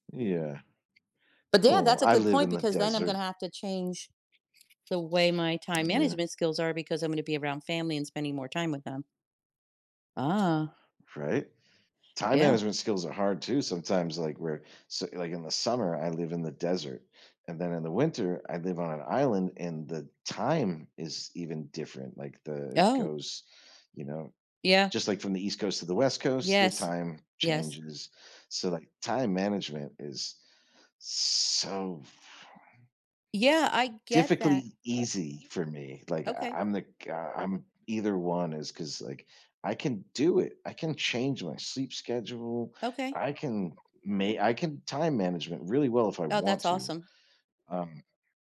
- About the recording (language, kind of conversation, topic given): English, unstructured, What habits help you stay organized and make the most of your time?
- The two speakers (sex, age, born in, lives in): female, 60-64, United States, United States; male, 45-49, United States, United States
- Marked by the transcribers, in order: tapping; other background noise